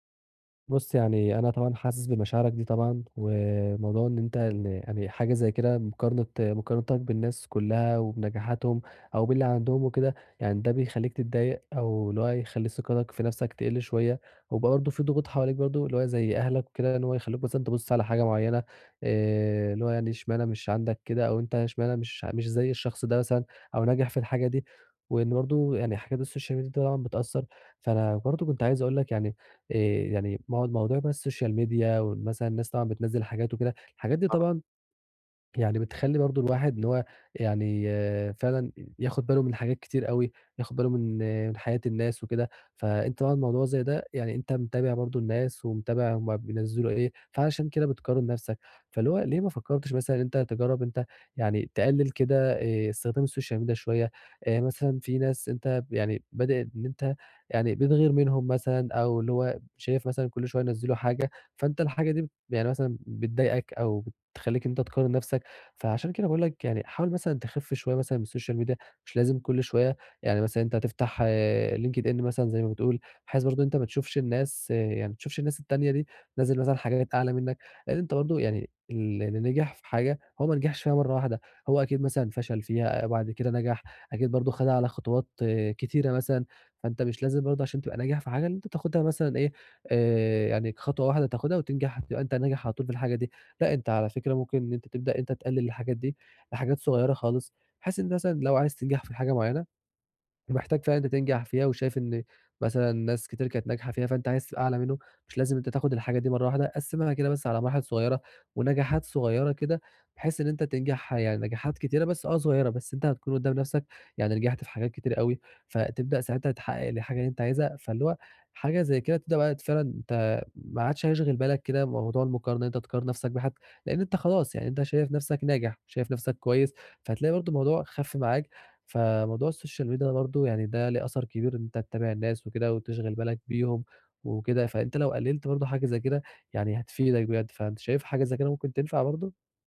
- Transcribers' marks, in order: in English: "السوشيال ميديا"; in English: "السوشيال ميديا"; in English: "السوشيال ميديا"; in English: "السوشيال ميديا"; other background noise; in English: "السوشيال ميديا"
- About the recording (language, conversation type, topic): Arabic, advice, ازاي أبطل أقارن نفسي بالناس وأرضى باللي عندي؟